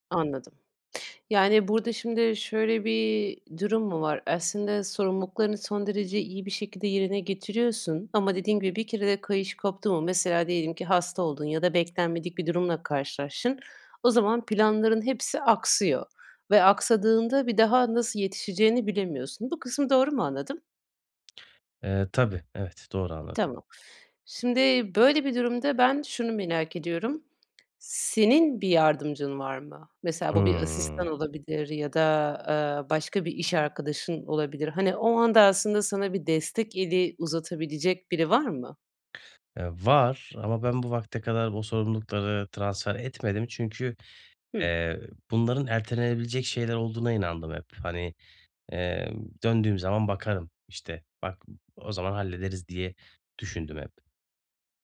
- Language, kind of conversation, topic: Turkish, advice, Zaman yönetiminde önceliklendirmekte zorlanıyorum; benzer işleri gruplayarak daha verimli olabilir miyim?
- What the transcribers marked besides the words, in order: other background noise